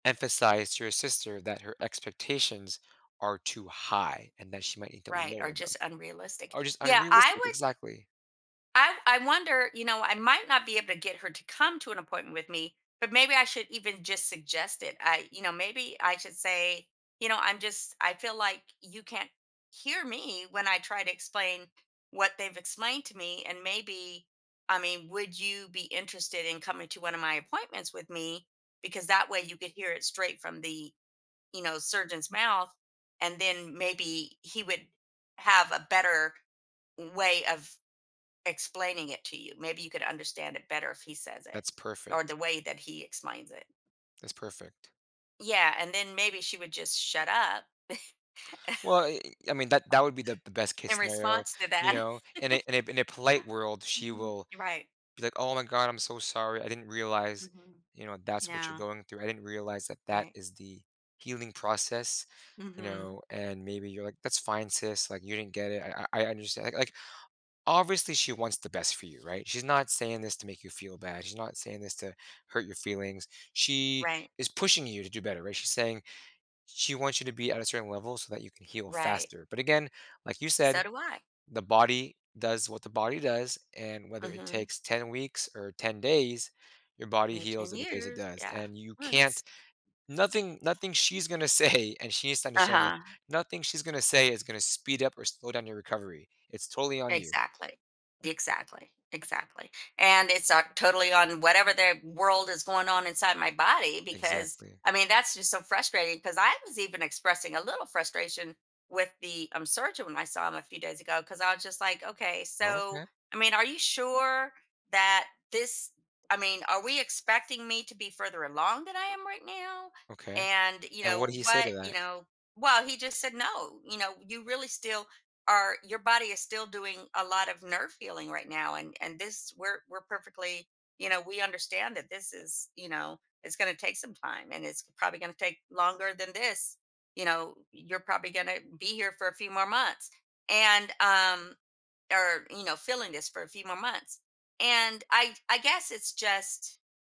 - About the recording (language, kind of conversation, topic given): English, advice, How can I stop managing my family's and coworkers' expectations?
- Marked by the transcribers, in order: tapping; chuckle; chuckle; laughing while speaking: "say"